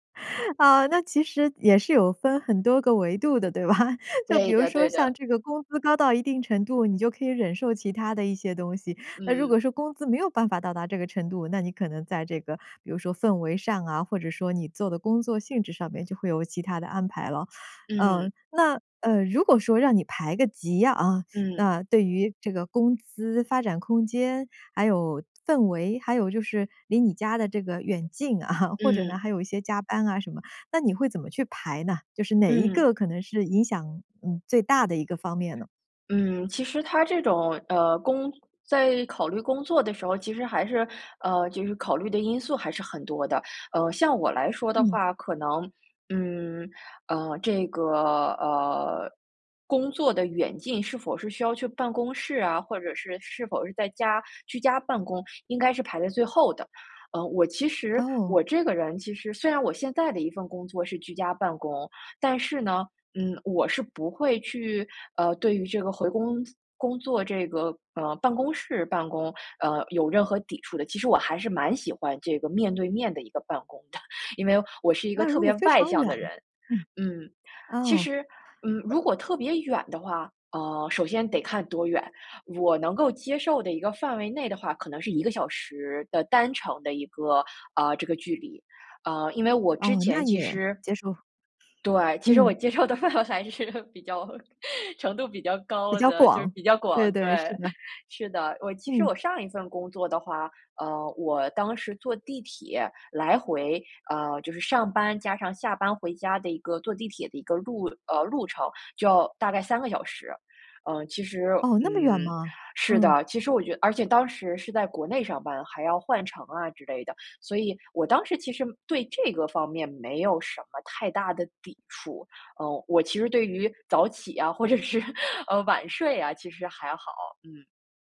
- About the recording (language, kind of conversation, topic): Chinese, podcast, 你通常怎么决定要不要换一份工作啊？
- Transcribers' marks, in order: chuckle; laughing while speaking: "对吧？"; chuckle; other background noise; laughing while speaking: "的"; other noise; laughing while speaking: "接受的范围还是比较 程度比较高的，就是比较广，对"; laughing while speaking: "或者是"